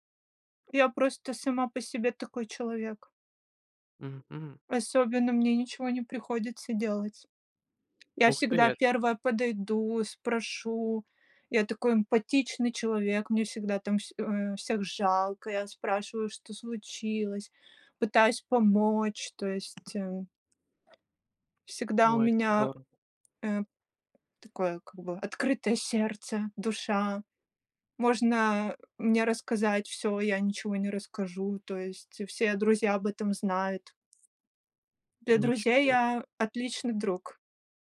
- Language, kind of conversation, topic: Russian, unstructured, Что важнее — победить в споре или сохранить дружбу?
- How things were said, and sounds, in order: tapping; other background noise